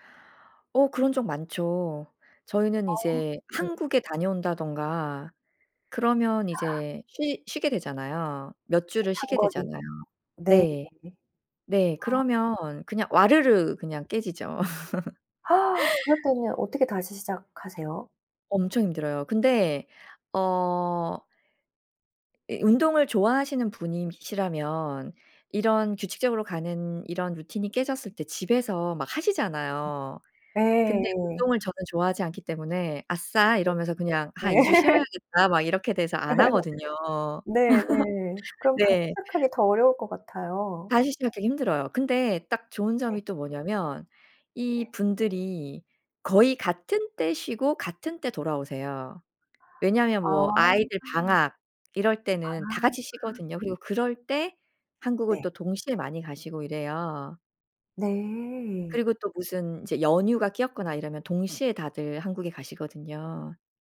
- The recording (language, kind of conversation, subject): Korean, podcast, 규칙적인 운동 루틴은 어떻게 만드세요?
- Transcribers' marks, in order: other background noise; gasp; laugh; tapping; laughing while speaking: "네"; laugh; laugh